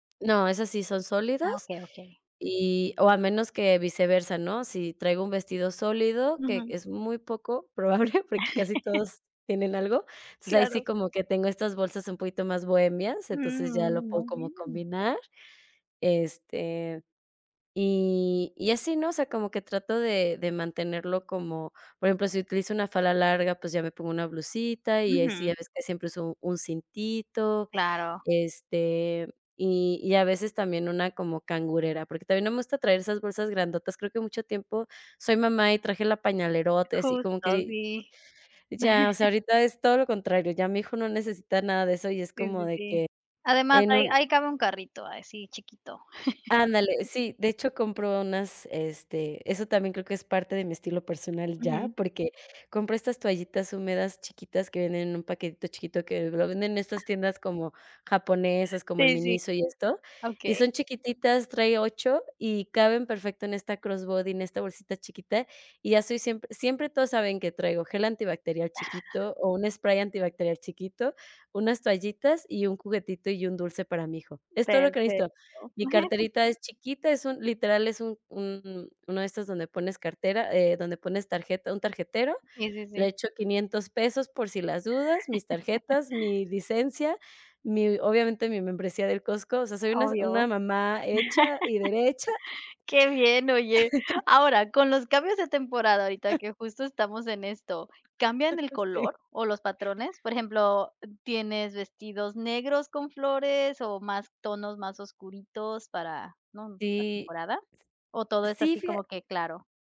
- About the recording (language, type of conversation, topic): Spanish, podcast, ¿Cómo describirías tu estilo personal?
- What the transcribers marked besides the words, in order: laughing while speaking: "probable"; laugh; unintelligible speech; chuckle; in English: "cross body"; chuckle; chuckle; chuckle; laugh; laugh; chuckle; chuckle